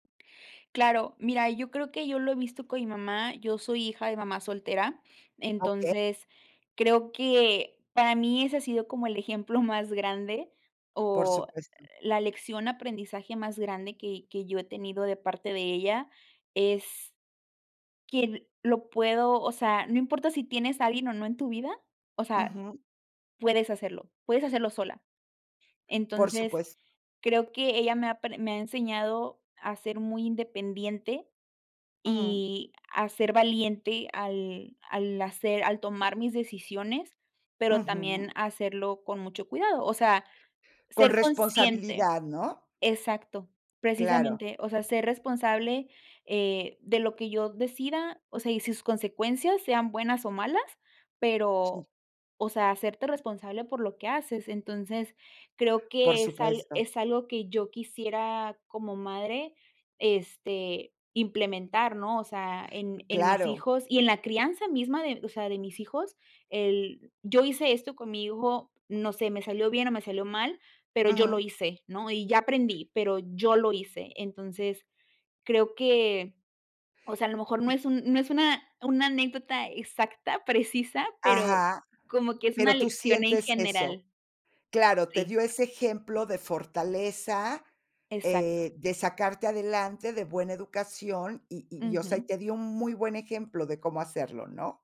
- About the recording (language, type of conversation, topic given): Spanish, podcast, ¿Qué significa para ti ser un buen papá o una buena mamá?
- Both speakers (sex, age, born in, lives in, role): female, 25-29, Mexico, Mexico, guest; female, 60-64, Mexico, Mexico, host
- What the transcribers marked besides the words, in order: tapping; other noise